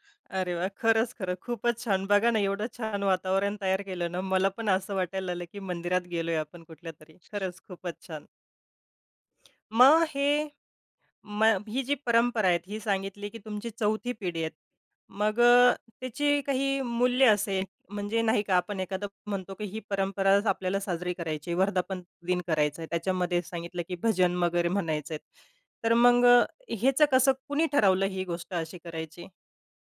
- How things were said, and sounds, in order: other background noise; tapping
- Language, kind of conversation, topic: Marathi, podcast, तुमच्या घरात पिढ्यानपिढ्या चालत आलेली कोणती परंपरा आहे?